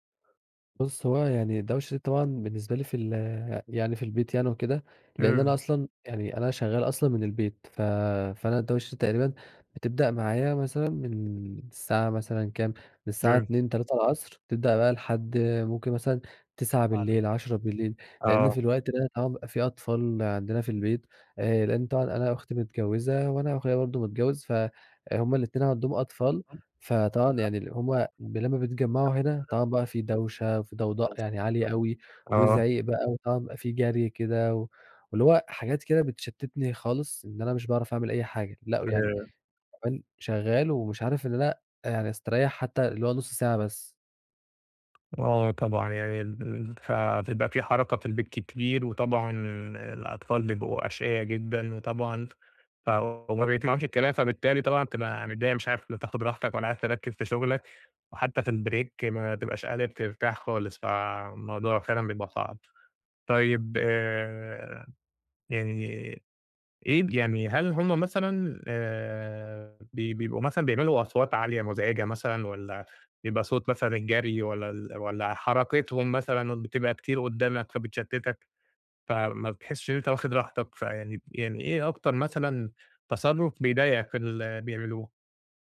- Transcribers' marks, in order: other background noise; tapping; background speech; in English: "الbreak"
- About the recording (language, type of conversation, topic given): Arabic, advice, إزاي أقدر أسترخى في البيت مع الدوشة والمشتتات؟